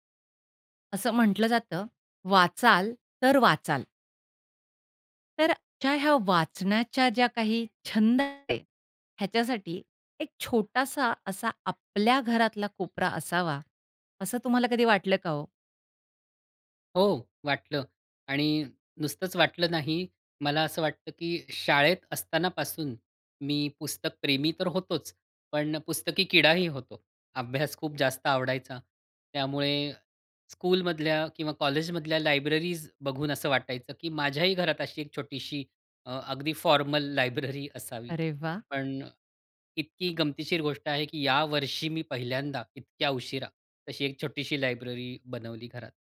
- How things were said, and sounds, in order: tapping; other background noise; in English: "स्कूलमधल्या"; in English: "फॉर्मल"; laughing while speaking: "लायब्ररी"
- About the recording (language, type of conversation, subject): Marathi, podcast, एक छोटा वाचन कोपरा कसा तयार कराल?